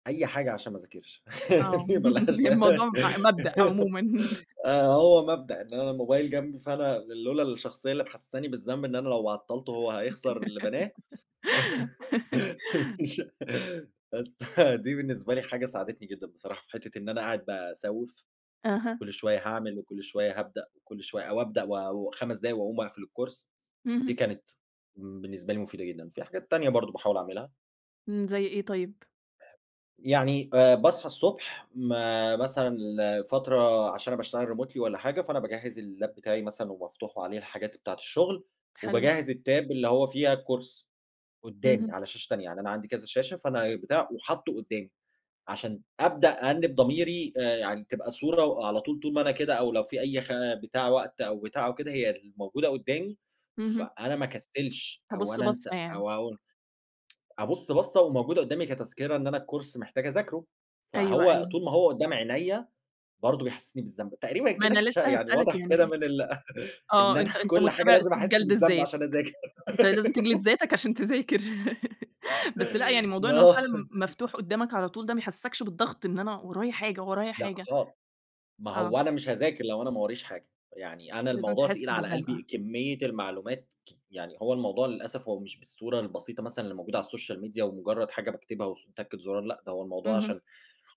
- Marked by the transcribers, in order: laugh; laughing while speaking: "ما لهاش"; laugh; laugh; laugh; laughing while speaking: "مش بس"; in English: "الCourse"; in English: "Remotely"; in English: "اللاب"; in English: "الTab"; in English: "الCourse"; tsk; in English: "الCourse"; laugh; laughing while speaking: "أنا"; laugh; chuckle; in English: "الSocial Media"
- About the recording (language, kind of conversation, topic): Arabic, podcast, إزاي تتخلّص من عادة التسويف وإنت بتذاكر؟